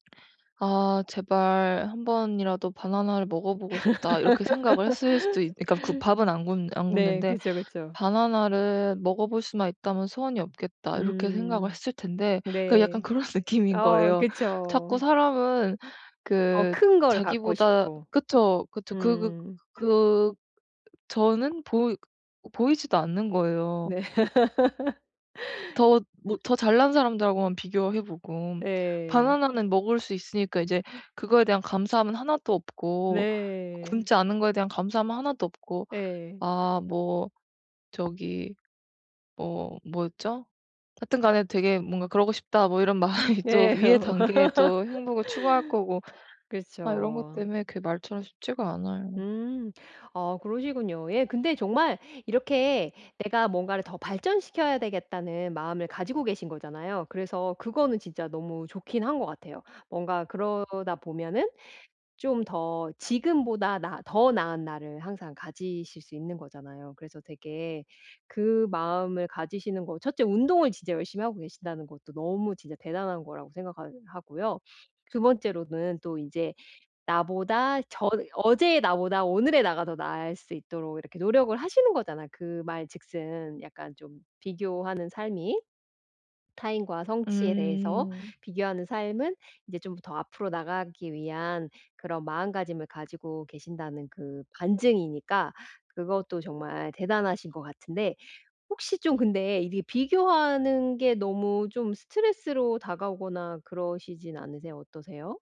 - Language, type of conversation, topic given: Korean, advice, 다른 사람의 삶과 성취를 자꾸 비교하는 습관을 어떻게 멈출 수 있을까요?
- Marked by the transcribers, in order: laugh; laughing while speaking: "그런 느낌인 거예요"; other background noise; laugh; tapping; laughing while speaking: "마음이"; laugh